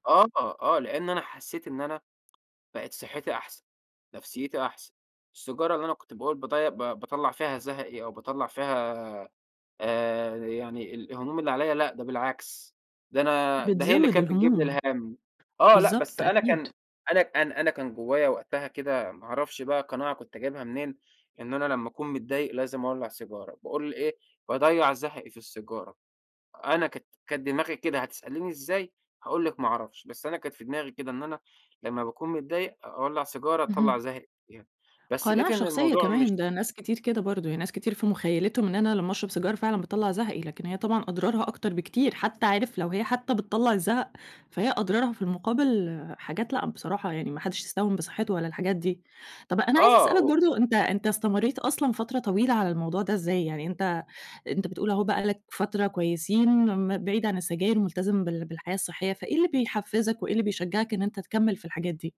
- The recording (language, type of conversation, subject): Arabic, podcast, إزاي تقدر تكمّل في التغيير ومترجعش لعاداتك القديمة تاني؟
- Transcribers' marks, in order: tapping